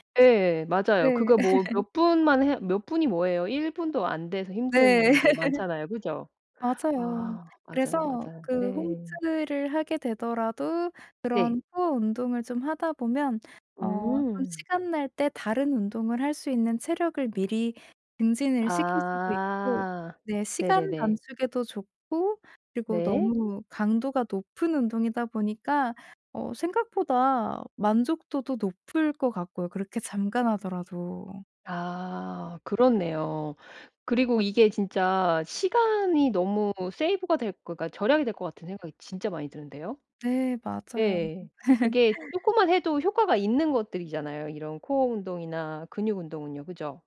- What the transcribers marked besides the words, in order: laugh; laugh; other background noise; drawn out: "아"; laugh
- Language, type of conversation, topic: Korean, advice, 일상 활동과 운동을 어떻게 균형 있게 병행할 수 있을까요?